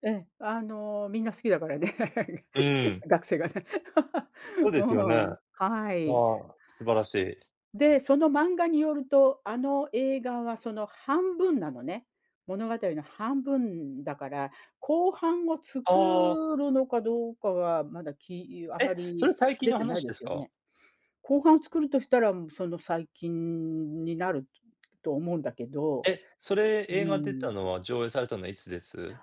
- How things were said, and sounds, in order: laughing while speaking: "好きだからね。 学生がね"; laugh; tapping; other background noise
- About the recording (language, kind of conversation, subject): Japanese, unstructured, 映画を観て泣いたことはありますか？それはどんな場面でしたか？